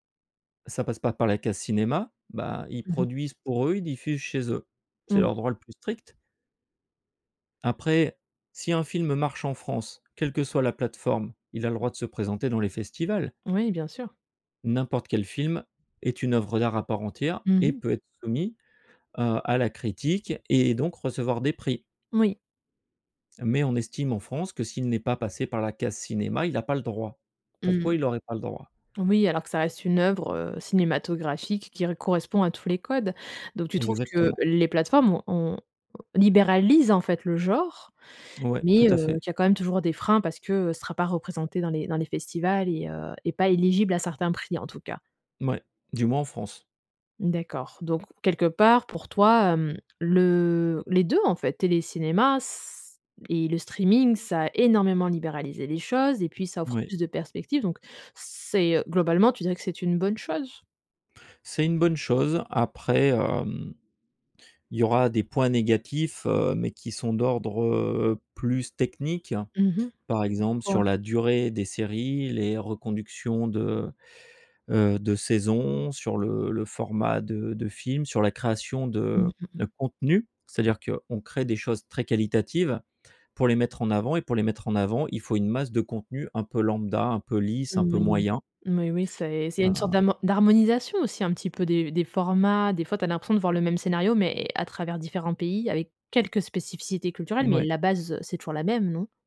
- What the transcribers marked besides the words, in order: tapping
- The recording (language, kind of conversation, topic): French, podcast, Comment le streaming a-t-il transformé le cinéma et la télévision ?